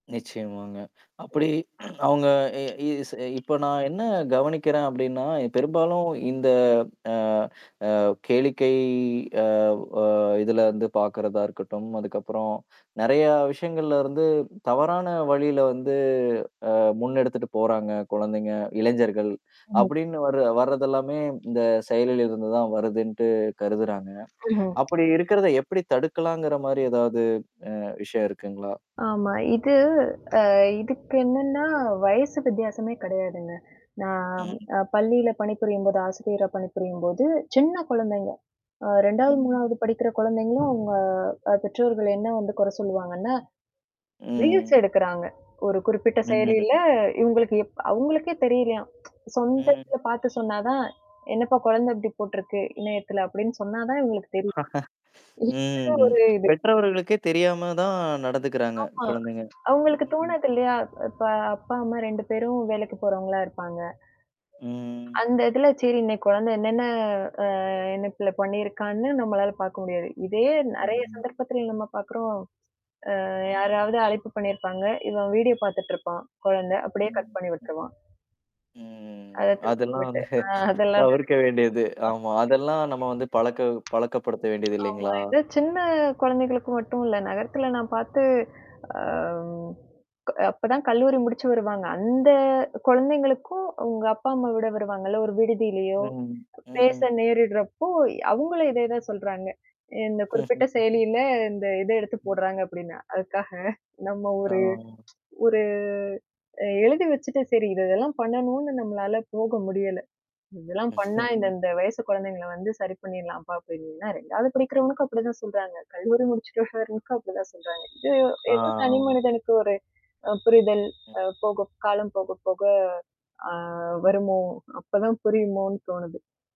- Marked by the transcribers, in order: static; other noise; grunt; drawn out: "இந்த"; drawn out: "கேளிக்கை"; drawn out: "வந்து"; distorted speech; other background noise; drawn out: "நான்"; drawn out: "ம்"; in English: "ரீல்ஸ்"; tsk; horn; laugh; drawn out: "ம்"; unintelligible speech; tsk; drawn out: "அ"; tsk; in English: "வீடியோ"; in English: "கட்"; drawn out: "ம்"; laughing while speaking: "தவிர்க்க வேண்டியது. ஆமா. அதெல்லாம் நம்ம"; laughing while speaking: "அதெல்லாம் நடக்கு"; unintelligible speech; tapping; drawn out: "அ"; laugh; chuckle; tsk; drawn out: "ஒரு"; drawn out: "ஆ"; laugh; drawn out: "ஆமா"
- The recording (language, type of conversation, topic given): Tamil, podcast, குழந்தைக்கு செல்பேசி கொடுக்கும்போது நீங்கள் எந்த வகை கட்டுப்பாடுகளை விதிப்பீர்கள்?